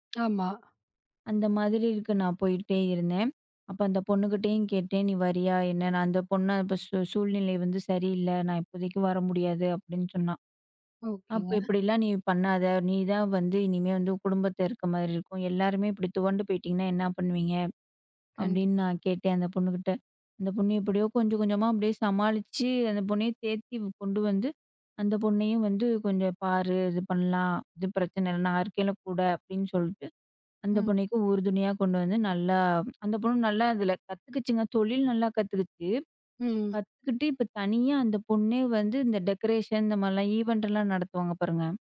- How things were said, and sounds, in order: "சொல்லிட்டு" said as "சொல்ட்டு"; in English: "டெக்கரேஷன்"; in English: "ஈவெண்ட்லாம்"
- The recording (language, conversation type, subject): Tamil, podcast, நீ உன் வெற்றியை எப்படி வரையறுக்கிறாய்?